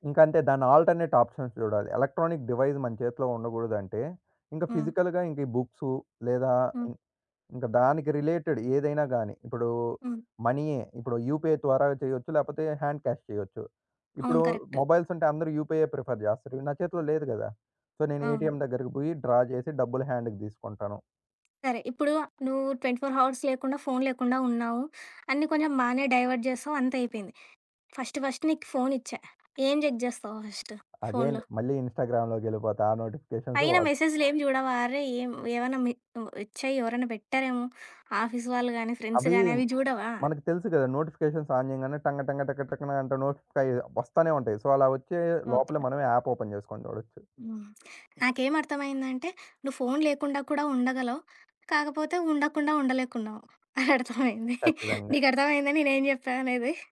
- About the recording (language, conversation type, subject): Telugu, podcast, ఫోన్ లేకుండా ఒకరోజు మీరు ఎలా గడుపుతారు?
- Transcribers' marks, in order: in English: "ఆల్టర్‌నేట్ ఆప్షన్స్"; in English: "ఎలక్ట్రానిక్ డివైస్"; in English: "ఫిజికల్‌గా"; in English: "రిలేటెడ్"; in English: "యూపీఐ"; in English: "హాండ్ క్యాష్"; in English: "మొబైల్స్"; in English: "యూపీఐ ప్రిఫర్"; in English: "సో"; in English: "ఏటీఎం"; in English: "డ్రా"; tapping; in English: "హాండ్‌కి"; in English: "డైవర్ట్"; in English: "ఫస్ట్ ఫస్ట్"; in English: "ఫస్ట్"; other background noise; in English: "అగైన్"; in English: "ఇన్‌స్టాగ్రామ్‌లోకెళ్ళిపోతా"; in English: "ఫ్రెండ్స్"; in English: "నోటిఫికేషన్స్ ఆన్"; in English: "సో"; in English: "యాప్ ఓపెన్"; laughing while speaking: "అర్థమైంది. నీగర్థమైందా నేనేం జెప్పా అనేది?"